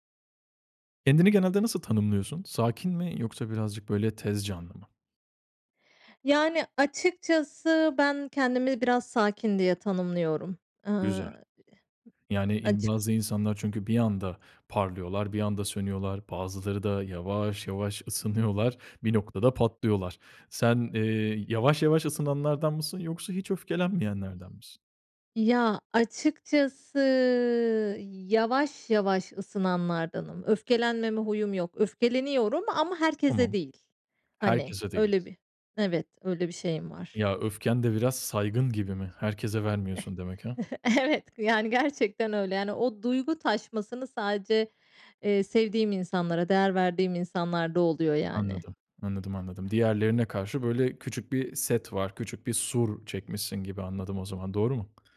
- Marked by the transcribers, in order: other background noise; giggle; laughing while speaking: "Evet"; tapping
- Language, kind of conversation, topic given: Turkish, podcast, Çatışma sırasında sakin kalmak için hangi taktikleri kullanıyorsun?